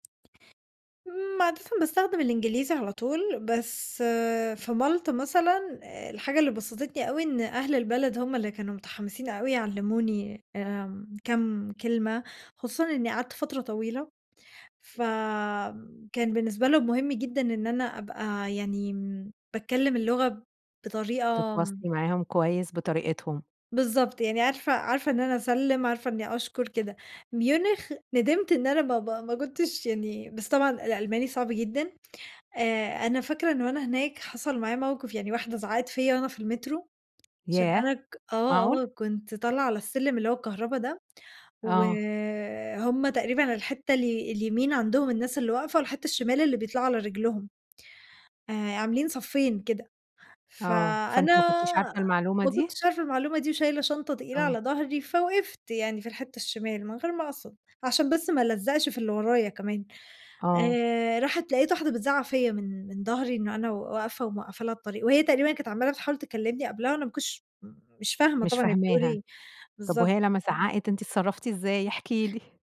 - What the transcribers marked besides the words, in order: none
- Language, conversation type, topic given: Arabic, podcast, إيه نصيحتك للي بيفكّر يسافر لوحده لأول مرة؟